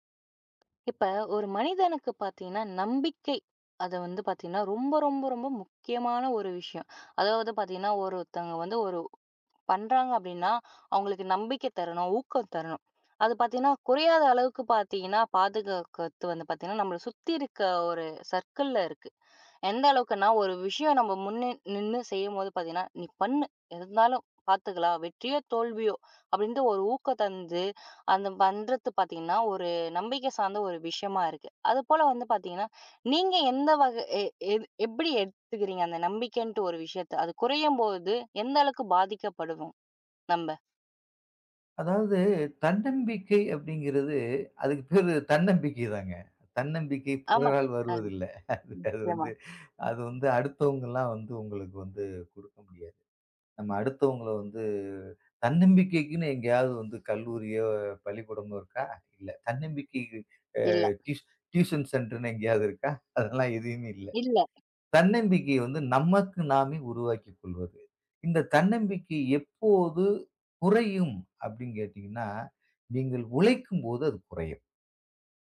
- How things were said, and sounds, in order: in English: "சர்க்கிள்ல"; drawn out: "வகை"; laughing while speaking: "அதுக்குப் பேரு தன்னம்பிக்கைதாங்க"; laughing while speaking: "அது வந்து"; drawn out: "வந்து"; in English: "டியூஷன் டியூஷன் சென்டர்ன்னு"
- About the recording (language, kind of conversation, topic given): Tamil, podcast, தன்னம்பிக்கை குறையும் போது அதை எப்படி மீண்டும் கட்டியெழுப்புவீர்கள்?